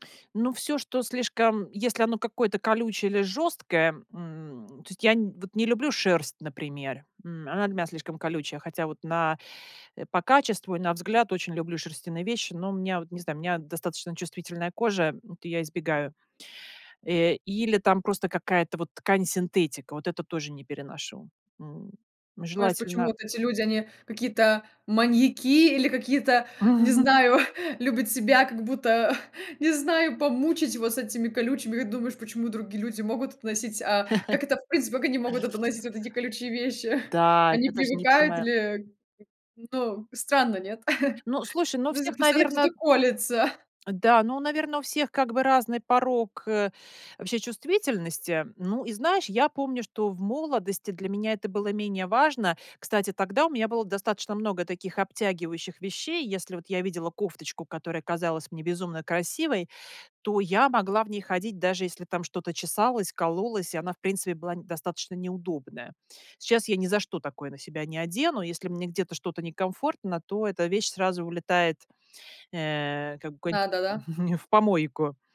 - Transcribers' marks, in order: tapping; laughing while speaking: "Мгм"; chuckle; chuckle; chuckle; chuckle; chuckle; chuckle
- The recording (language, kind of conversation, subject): Russian, podcast, Как ты обычно выбираешь между минимализмом и ярким самовыражением в стиле?